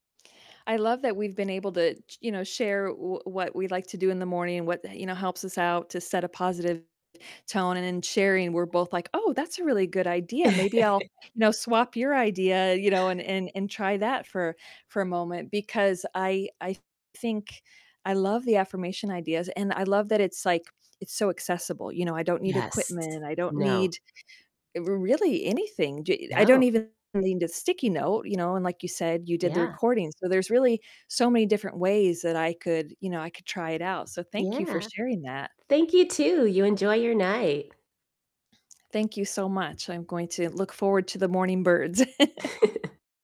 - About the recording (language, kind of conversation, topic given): English, unstructured, What morning rituals set a positive tone for your day, and how can we learn from each other?
- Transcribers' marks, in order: chuckle; static; distorted speech; chuckle